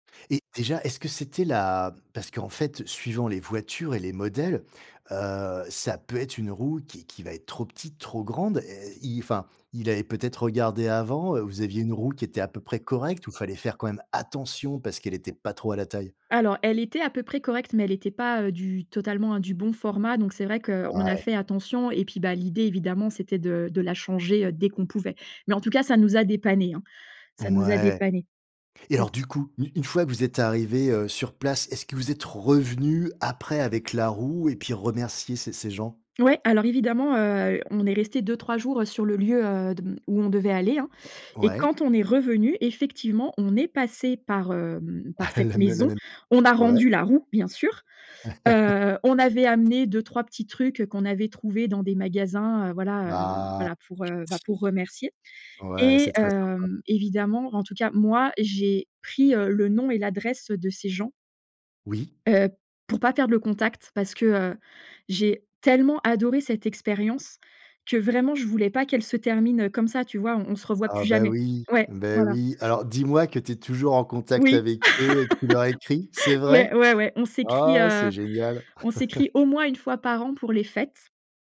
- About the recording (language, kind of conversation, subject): French, podcast, Peux-tu raconter une expérience d’hospitalité inattendue ?
- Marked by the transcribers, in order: tapping; stressed: "attention"; chuckle; laugh; other background noise; laugh; laugh